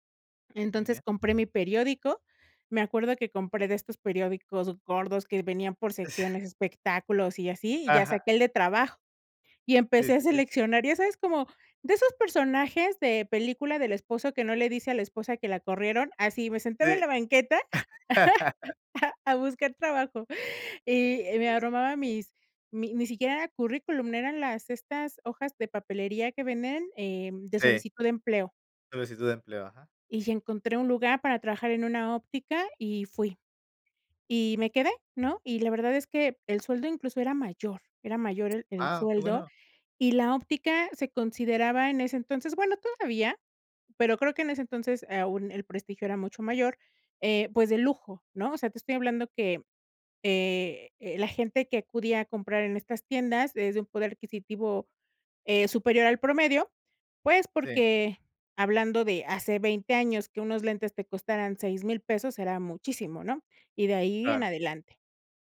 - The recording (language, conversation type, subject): Spanish, podcast, ¿Cuál fue tu primer trabajo y qué aprendiste ahí?
- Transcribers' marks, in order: chuckle; laugh